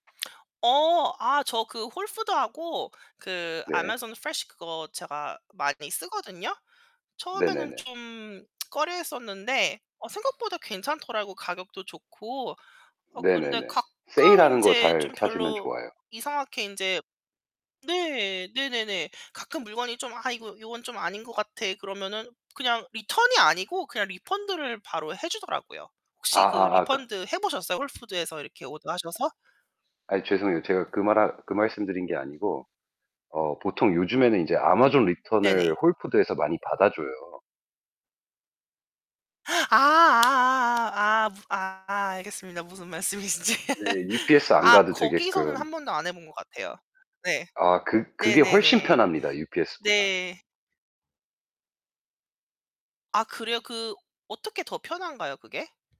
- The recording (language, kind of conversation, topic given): Korean, unstructured, 온라인 쇼핑과 오프라인 쇼핑 중 어떤 방식이 더 편리한가요?
- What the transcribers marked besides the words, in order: put-on voice: "홀푸드"; put-on voice: "아마존 프레쉬"; distorted speech; tsk; in English: "리턴이"; in English: "리펀드를"; in English: "리펀드"; put-on voice: "홀푸드"; other background noise; tapping; in English: "리턴을"; gasp; laughing while speaking: "무슨 말씀이신지"; laugh